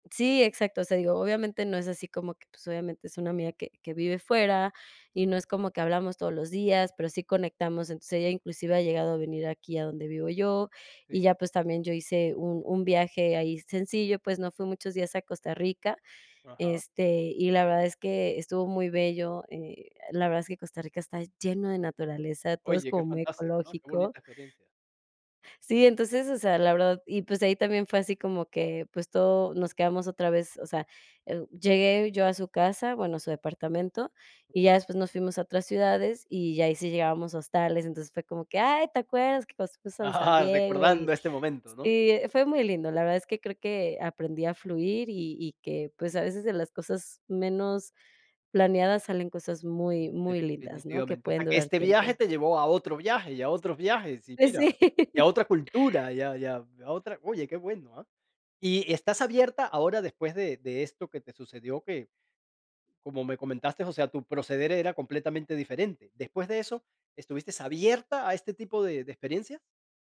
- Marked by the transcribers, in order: laughing while speaking: "Ah"; laughing while speaking: "Pues, sí"
- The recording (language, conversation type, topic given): Spanish, podcast, ¿Qué viaje te cambió la vida?